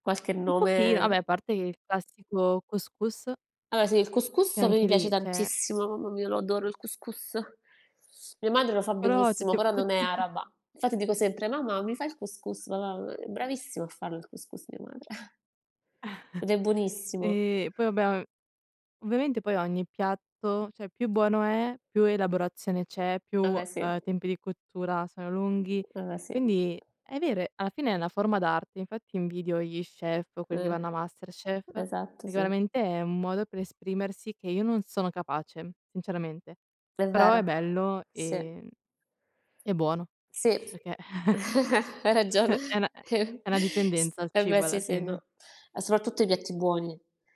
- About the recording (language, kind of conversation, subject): Italian, unstructured, Qual è il tuo ricordo più bello legato a un pasto?
- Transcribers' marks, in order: "cioè" said as "ceh"; chuckle; other background noise; chuckle; laughing while speaking: "ragione"; chuckle